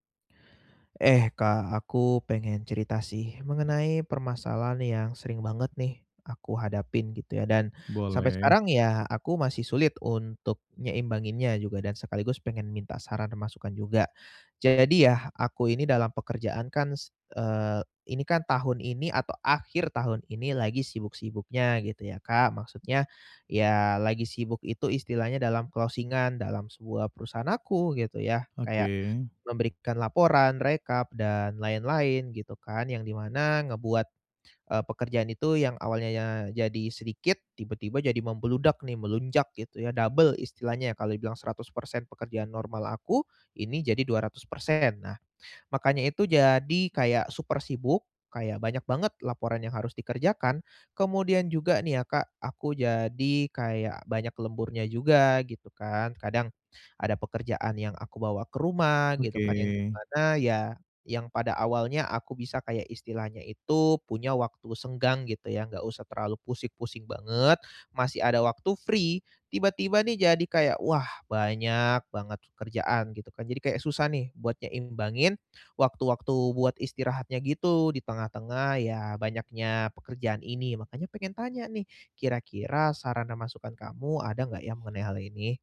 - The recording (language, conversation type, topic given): Indonesian, advice, Bagaimana cara menyeimbangkan waktu istirahat saat pekerjaan sangat sibuk?
- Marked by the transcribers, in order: other background noise; in English: "closing-an"; in English: "free"